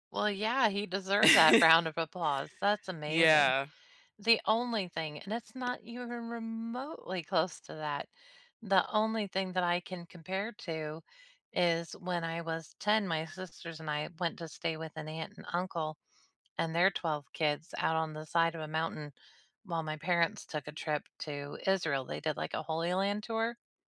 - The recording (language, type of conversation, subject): English, unstructured, What’s your favorite way to get outdoors where you live, and what makes it special?
- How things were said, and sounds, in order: laugh; tapping